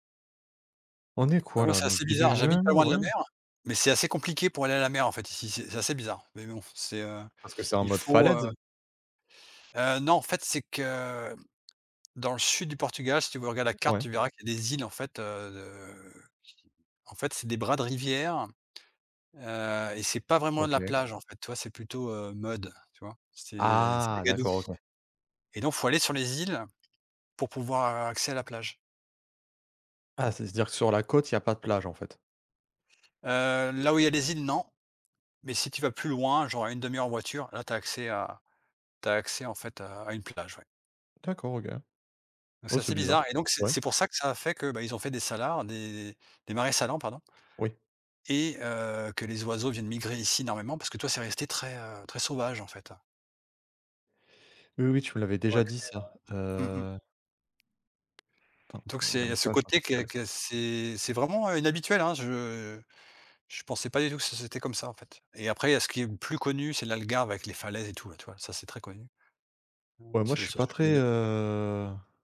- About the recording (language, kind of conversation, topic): French, unstructured, Qu’est-ce qui te permet de te sentir en paix avec toi-même ?
- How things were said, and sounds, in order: other background noise; in English: "mud"; unintelligible speech; drawn out: "heu"